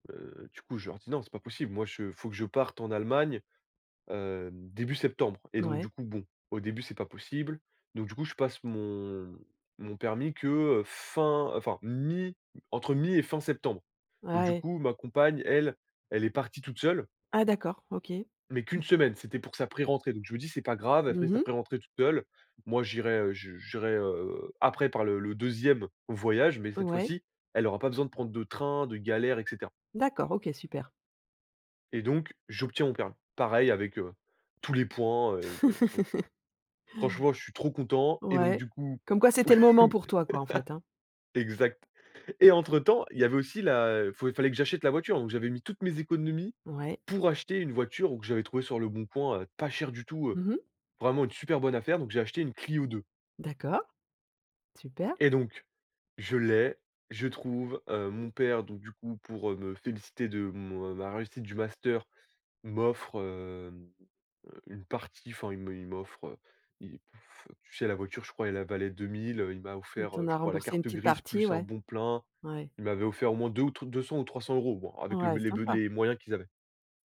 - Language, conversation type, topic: French, podcast, Quelle randonnée t’a fait changer de perspective ?
- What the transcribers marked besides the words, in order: tapping; laugh; laugh; blowing; other background noise